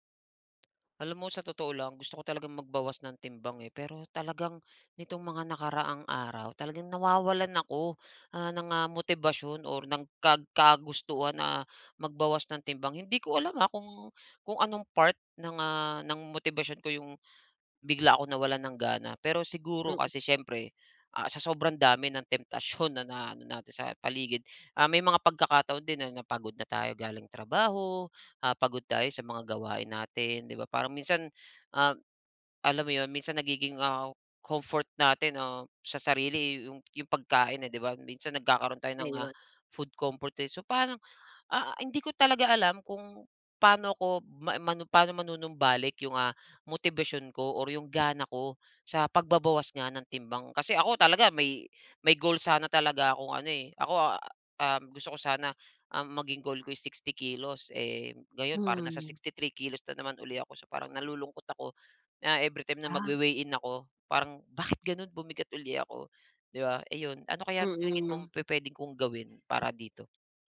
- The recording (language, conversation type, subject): Filipino, advice, Paano ako makakapagbawas ng timbang kung nawawalan ako ng gana at motibasyon?
- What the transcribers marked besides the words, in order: snort; tapping; other noise